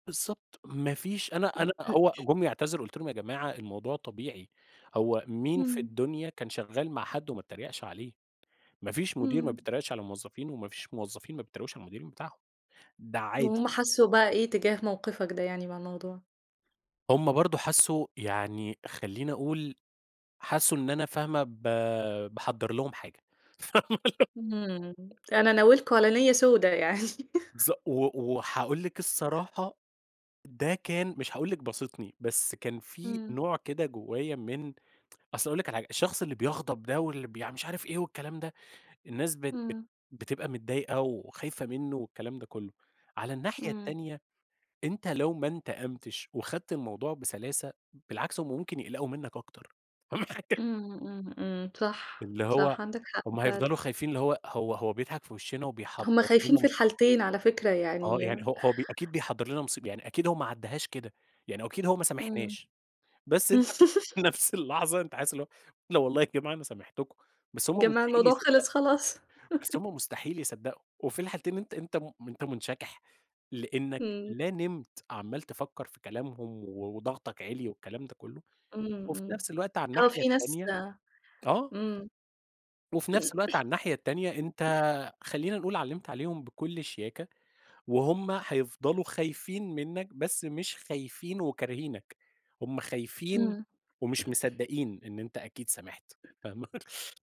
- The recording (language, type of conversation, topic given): Arabic, podcast, إزاي بتواجه كلام الناس أو النميمة عنّك؟
- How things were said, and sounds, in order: throat clearing; tapping; unintelligible speech; giggle; laugh; other background noise; laughing while speaking: "فاهمة حاجة؟"; laugh; laughing while speaking: "في نفس اللحظة أنت حاسس … جماعة أنا سامحتكم"; laugh; other noise; throat clearing; chuckle